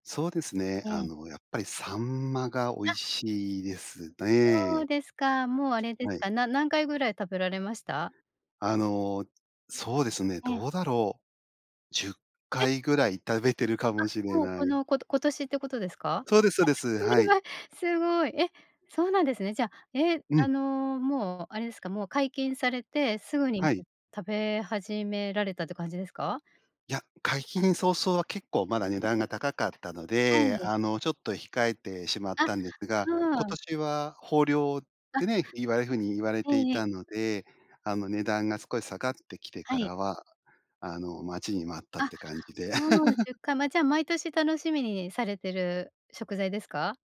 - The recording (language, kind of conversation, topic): Japanese, podcast, 旬の食材をどう楽しんでる？
- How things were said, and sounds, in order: tapping; laugh